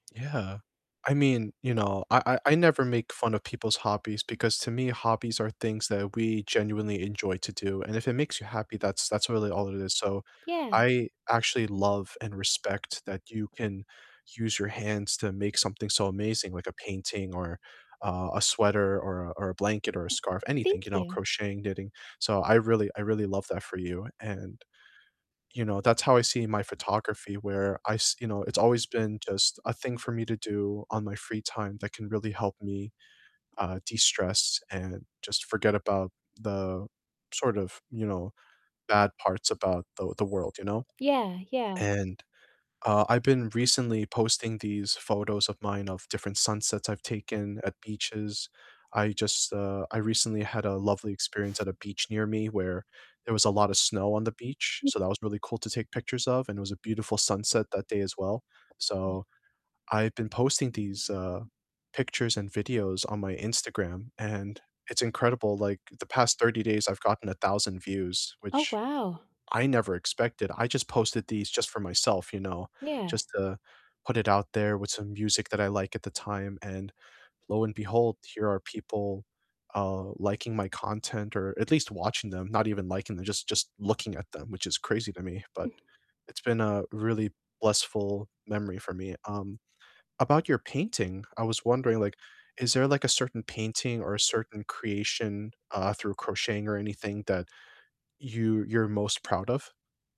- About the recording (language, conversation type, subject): English, unstructured, What is your favorite memory from one of your hobbies?
- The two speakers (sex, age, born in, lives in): female, 25-29, United States, United States; male, 25-29, United States, United States
- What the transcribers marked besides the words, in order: other background noise; static; scoff; "blissful" said as "blessful"; tapping